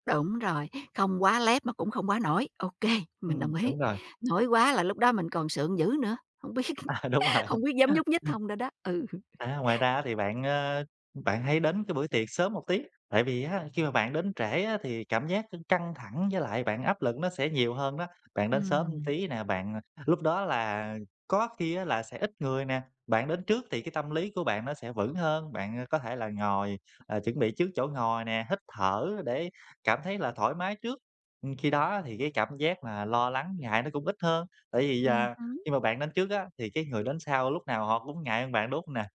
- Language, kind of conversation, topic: Vietnamese, advice, Làm sao để cảm thấy thoải mái khi đi dự tiệc?
- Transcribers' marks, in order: laughing while speaking: "ý"; tapping; laughing while speaking: "biết"; laughing while speaking: "À, đúng rồi"; chuckle; laughing while speaking: "Ừ"; other background noise